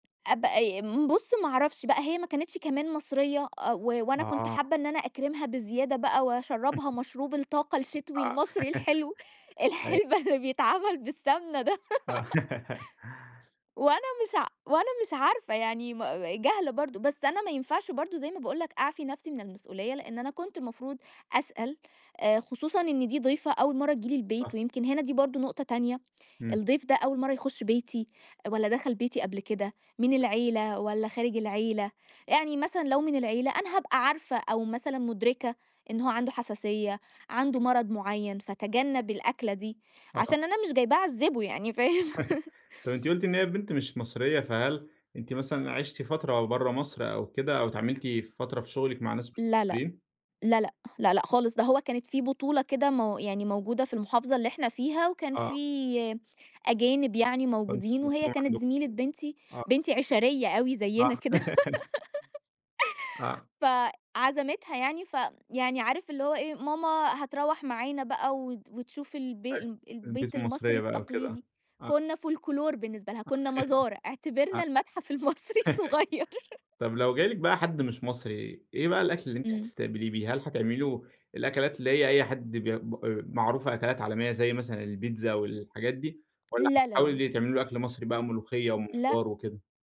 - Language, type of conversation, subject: Arabic, podcast, إنتوا عادةً بتستقبلوا الضيف بالأكل إزاي؟
- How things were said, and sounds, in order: tapping; chuckle; chuckle; laughing while speaking: "الحلبة اللي بيتعملّ بالسمنة ده"; giggle; laugh; unintelligible speech; chuckle; laughing while speaking: "فاهم؟"; chuckle; unintelligible speech; laugh; giggle; in English: "فولكلور"; unintelligible speech; laugh; laughing while speaking: "المصري الصُغير"